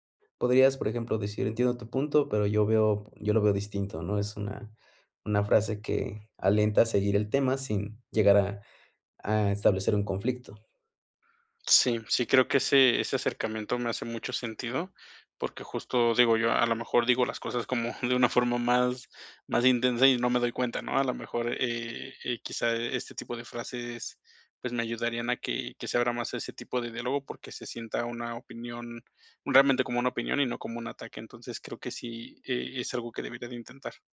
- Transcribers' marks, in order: tapping; laughing while speaking: "una forma"
- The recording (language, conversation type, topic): Spanish, advice, ¿Cuándo ocultas tus opiniones para evitar conflictos con tu familia o con tus amigos?